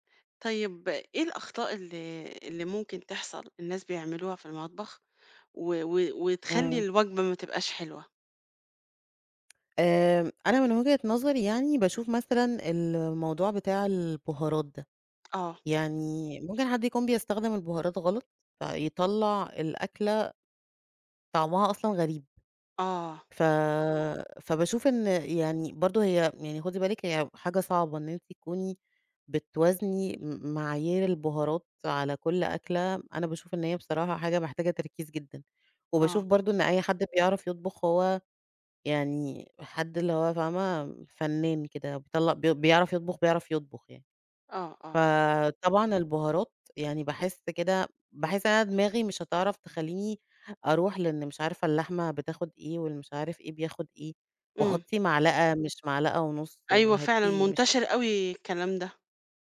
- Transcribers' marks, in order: tapping; other background noise
- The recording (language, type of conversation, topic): Arabic, podcast, إزاي بتحوّل مكونات بسيطة لوجبة لذيذة؟